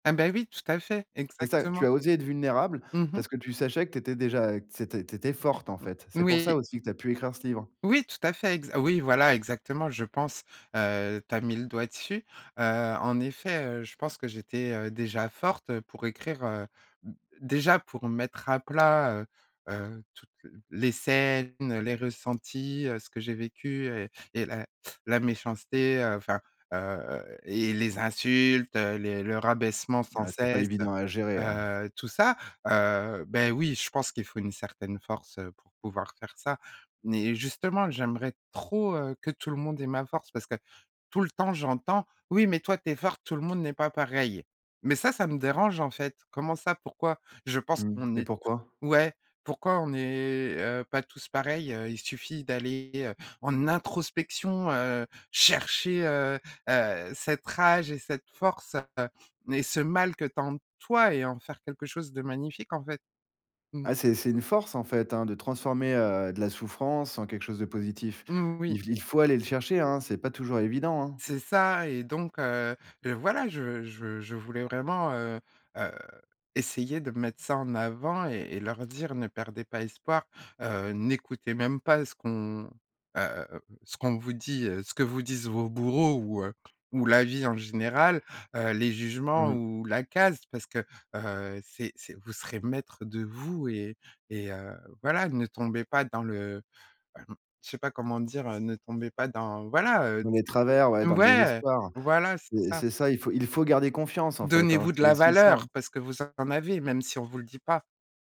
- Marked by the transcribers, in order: tapping; stressed: "introspection"; stressed: "chercher"; throat clearing
- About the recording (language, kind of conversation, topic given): French, podcast, Peux-tu me parler d’un moment où tu as osé te montrer vulnérable en créant ?